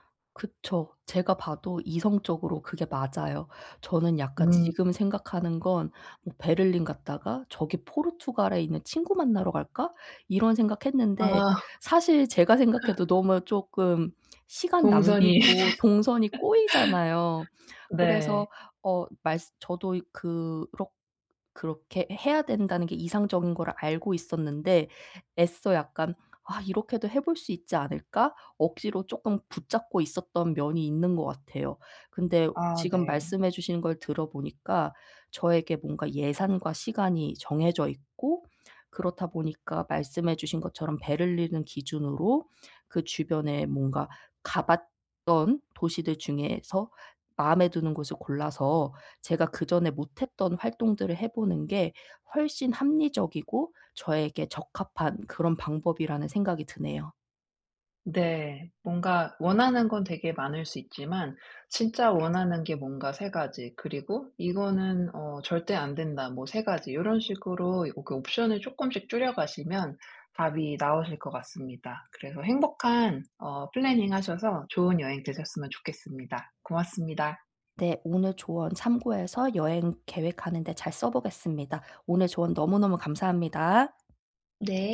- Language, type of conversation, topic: Korean, advice, 중요한 결정을 내릴 때 결정 과정을 단순화해 스트레스를 줄이려면 어떻게 해야 하나요?
- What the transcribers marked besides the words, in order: other background noise; laugh; unintelligible speech; laugh; in English: "planning"